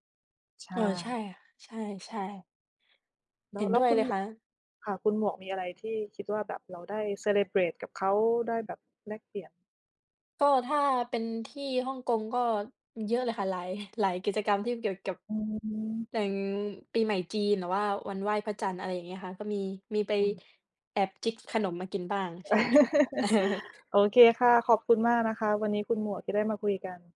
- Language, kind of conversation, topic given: Thai, unstructured, การยอมรับความแตกต่างทางวัฒนธรรมช่วยทำให้สังคมดีขึ้นได้ไหม?
- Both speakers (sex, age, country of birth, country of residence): female, 20-24, Thailand, Belgium; female, 30-34, Thailand, United States
- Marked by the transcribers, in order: in English: "celebrate"; chuckle